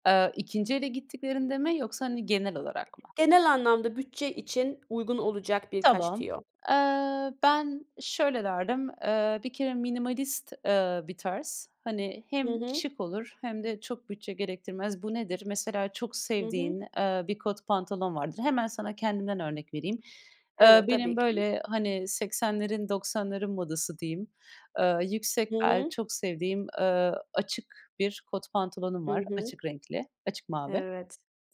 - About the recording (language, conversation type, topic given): Turkish, podcast, Bütçen kısıtlıysa şık görünmenin yolları nelerdir?
- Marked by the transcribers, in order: other background noise; tapping